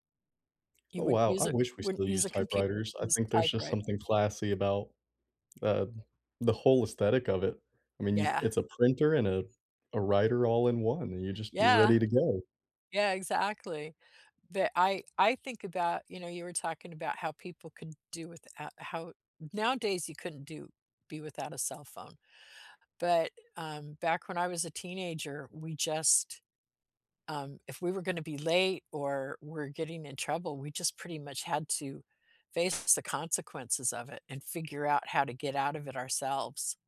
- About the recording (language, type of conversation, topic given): English, unstructured, Can nostalgia sometimes keep us from moving forward?
- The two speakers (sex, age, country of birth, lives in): female, 70-74, United States, United States; male, 30-34, United States, United States
- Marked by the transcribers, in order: other background noise